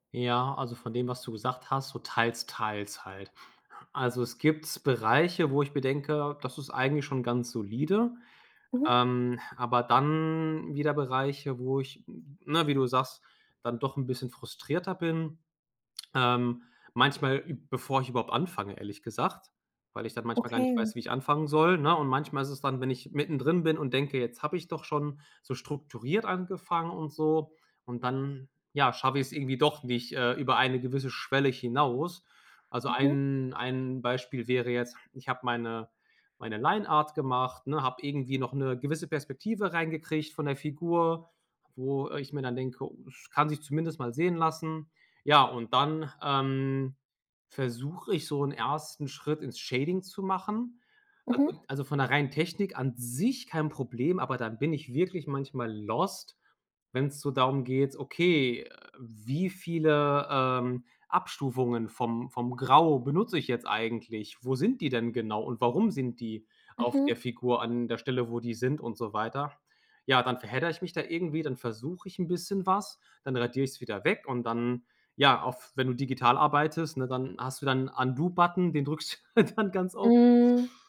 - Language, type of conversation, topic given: German, advice, Wie verhindert Perfektionismus, dass du deine kreative Arbeit abschließt?
- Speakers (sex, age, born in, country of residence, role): female, 25-29, Germany, Germany, advisor; male, 30-34, Philippines, Germany, user
- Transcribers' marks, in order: other background noise; in English: "Lineart"; in English: "Shading"; in English: "lost"; in English: "Undo-Button"; laughing while speaking: "drückst du dann"